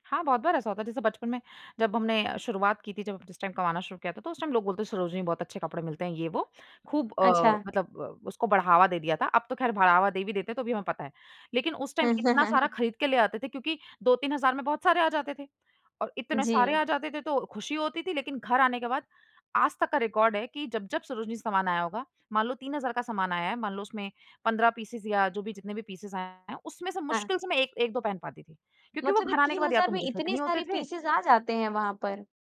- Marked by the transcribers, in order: laugh; in English: "रिकॉर्ड"; in English: "पीसेज़"; in English: "पीसेज़"; in English: "फिट"; in English: "पीसेज़"
- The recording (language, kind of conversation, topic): Hindi, podcast, आप किस तरह के कपड़े पहनकर सबसे ज़्यादा आत्मविश्वास महसूस करते हैं?